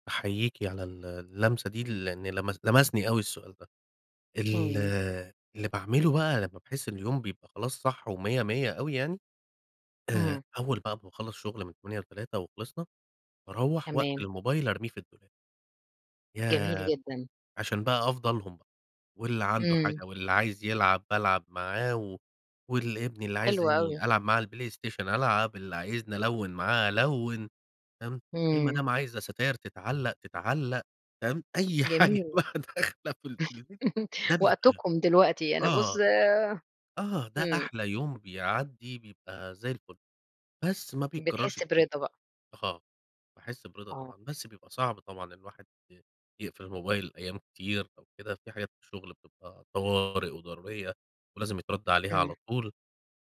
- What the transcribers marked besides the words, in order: chuckle; laughing while speaking: "أي حاجة بقى داخلة في ال في البيت"; background speech
- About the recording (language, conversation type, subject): Arabic, podcast, كيف بتوازن بين الشغل والعيلة؟